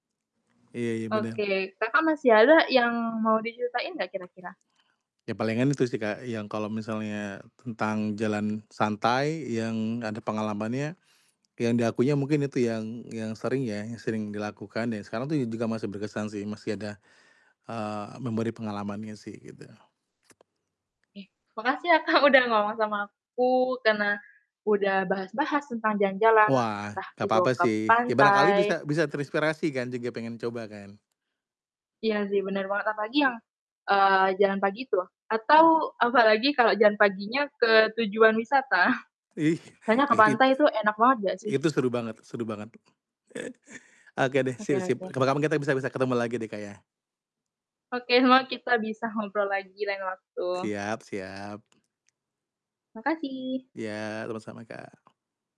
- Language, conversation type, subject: Indonesian, podcast, Apa pengalaman paling berkesan yang pernah kamu alami saat jalan-jalan santai?
- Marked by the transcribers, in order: other background noise; distorted speech; tapping; static; laughing while speaking: "Kak"; chuckle; laughing while speaking: "Ih!"; chuckle